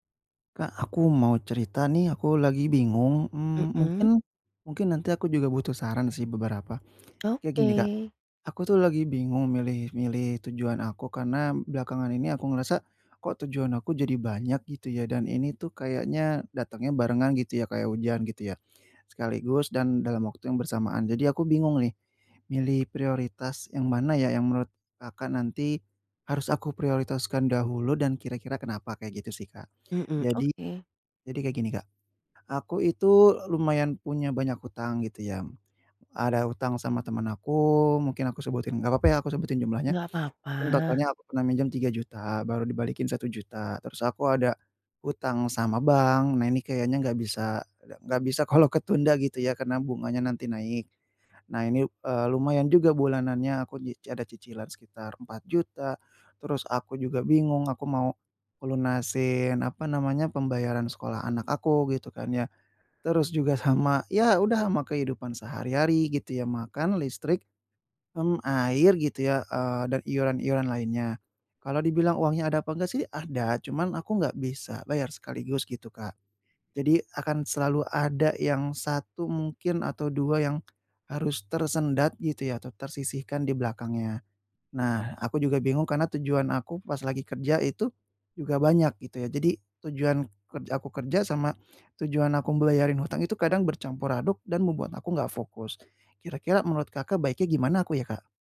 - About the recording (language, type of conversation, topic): Indonesian, advice, Bagaimana cara menentukan prioritas ketika saya memiliki terlalu banyak tujuan sekaligus?
- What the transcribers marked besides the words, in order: tapping; other background noise